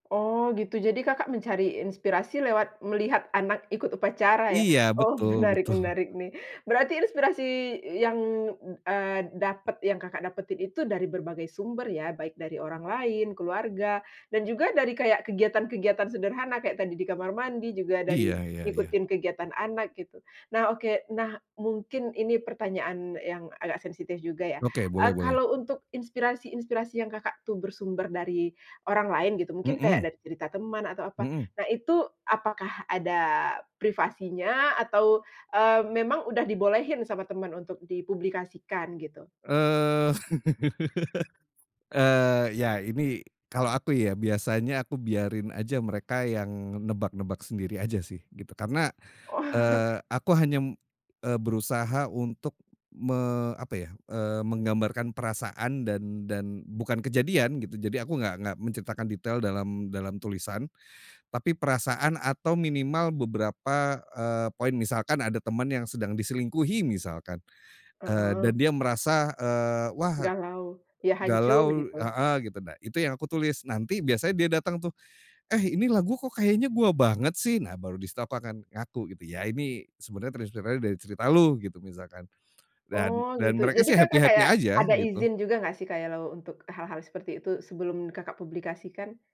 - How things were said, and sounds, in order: other background noise; laughing while speaking: "menarik"; laughing while speaking: "betul"; laugh; laughing while speaking: "Oh"; tapping; in English: "happy-happy"; "kalau" said as "kayalau"
- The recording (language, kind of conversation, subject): Indonesian, podcast, Bagaimana kamu menangkap inspirasi dari pengalaman sehari-hari?